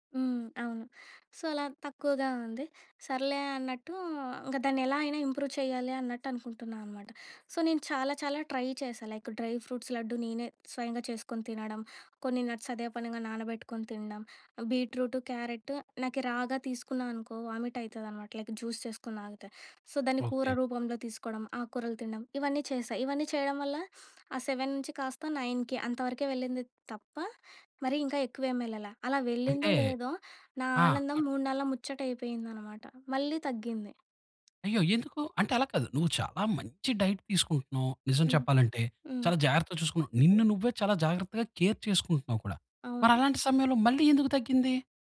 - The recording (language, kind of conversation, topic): Telugu, podcast, మీ ఉదయం ఎలా ప్రారంభిస్తారు?
- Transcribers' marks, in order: in English: "సో"; in English: "ఇంప్రూవ్"; in English: "సో"; in English: "ట్రై"; in English: "లైక్ డ్రై ఫ్రూట్స్"; in English: "నట్స్"; in English: "రాగా"; in English: "వామిట్"; in English: "లైక్ జ్యూస్"; in English: "సో"; other background noise; other noise; tapping; stressed: "మంచి"; in English: "డైట్"